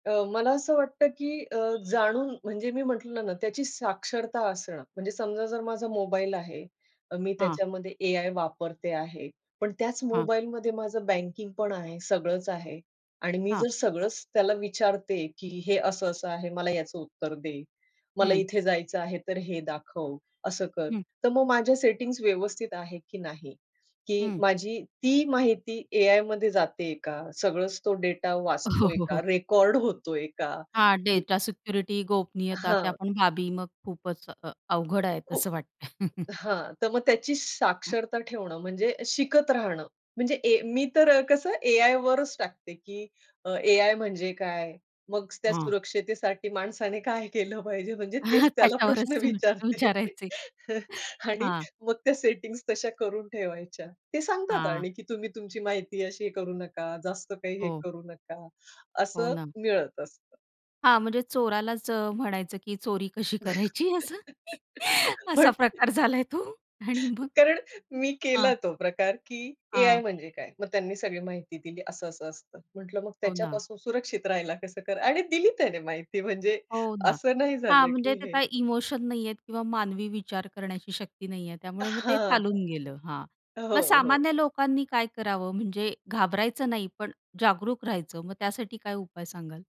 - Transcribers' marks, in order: horn; other background noise; laughing while speaking: "अ, हो, हो, हो"; in English: "डेटा सिक्युरिटी"; chuckle; laughing while speaking: "माणसाने काय केलं पाहिजे? म्हणजे … तशा करून ठेवायच्या"; chuckle; laughing while speaking: "त्याच्यावरच तुम्ही विचारायचे"; unintelligible speech; laugh; laughing while speaking: "करायची असं? असा प्रकार झालाय तो. आणि मग?"; laughing while speaking: "कारण मी केला तो प्रकार"; in English: "इमोशन"
- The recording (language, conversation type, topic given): Marathi, podcast, एआयविषयी तुमचं काय मत आहे?